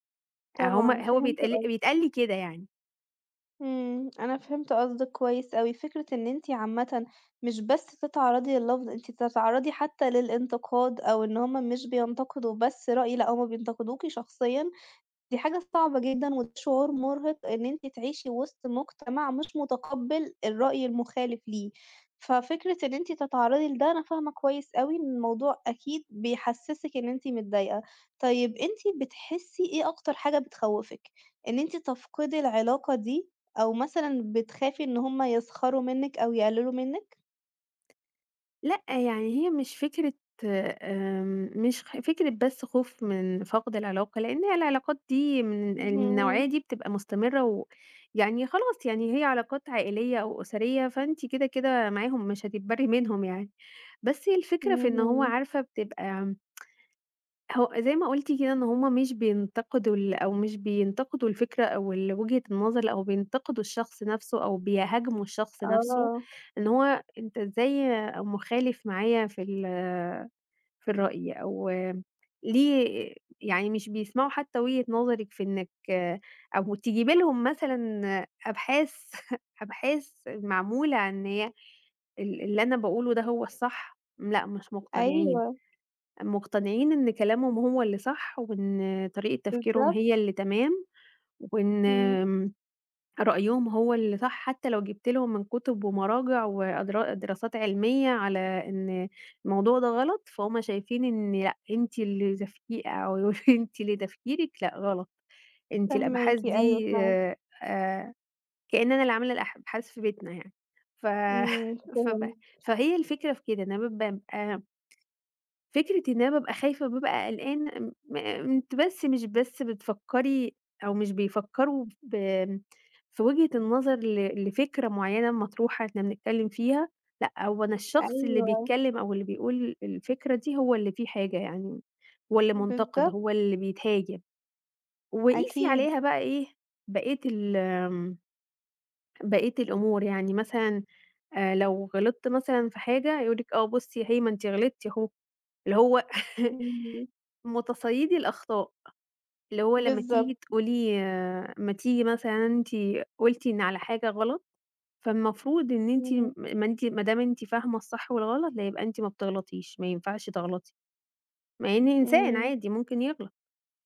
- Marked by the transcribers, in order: other background noise; tapping; tsk; chuckle; laughing while speaking: "يقولوا لي"; chuckle; chuckle
- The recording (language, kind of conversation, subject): Arabic, advice, إزاي بتتعامَل مع خوفك من الرفض لما بتقول رأي مختلف؟